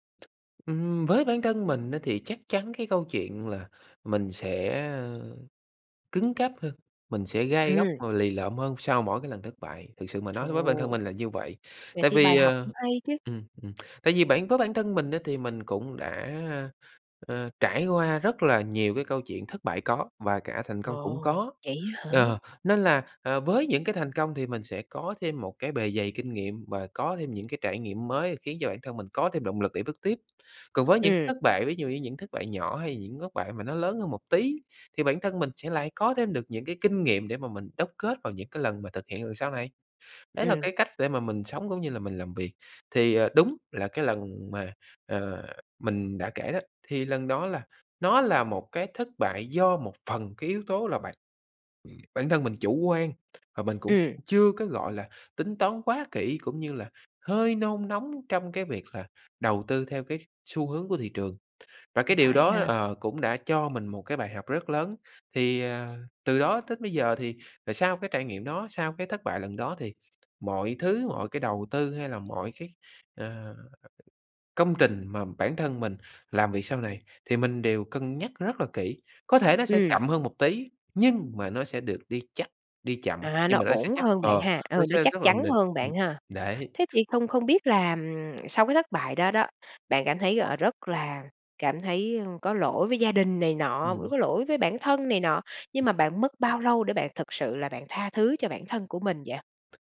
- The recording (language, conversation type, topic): Vietnamese, podcast, Bạn có thể kể về một lần bạn thất bại và cách bạn đứng dậy như thế nào?
- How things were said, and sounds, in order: tapping; other noise; other background noise